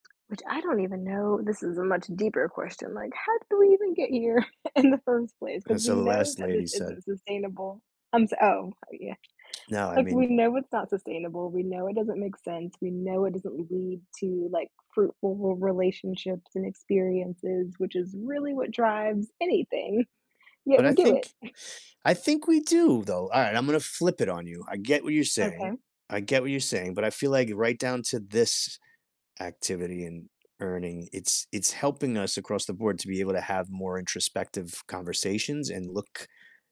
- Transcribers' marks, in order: chuckle; laughing while speaking: "in"; tapping
- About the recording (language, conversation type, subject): English, unstructured, How can practicing mindfulness help us better understand ourselves?
- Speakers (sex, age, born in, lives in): female, 35-39, United States, United States; male, 50-54, United States, United States